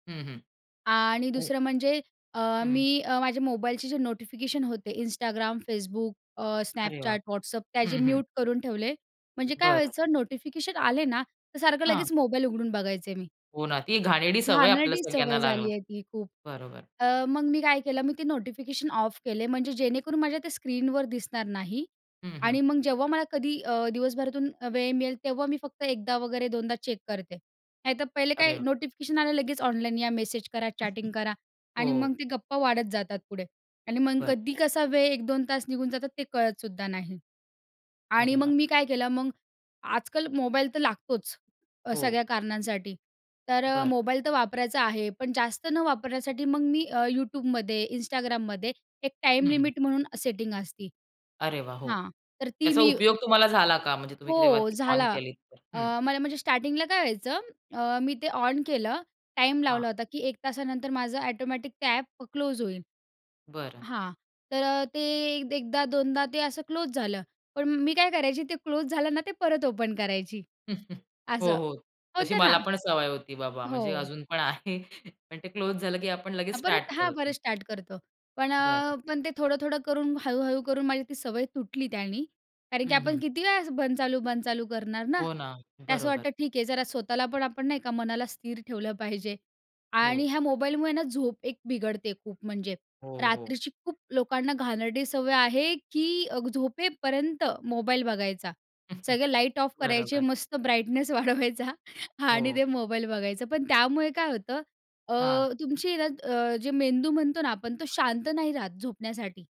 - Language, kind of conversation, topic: Marathi, podcast, डिजिटल डिटॉक्स कधी आणि कसा करावा, असं तुम्हाला वाटतं?
- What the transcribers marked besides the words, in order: other background noise; tapping; chuckle; in English: "चॅटिंग"; chuckle; in English: "ओपन"; laughing while speaking: "आहे"; laughing while speaking: "ठेवलं पाहिजे"; chuckle; laughing while speaking: "वाढवायचा आणि ते"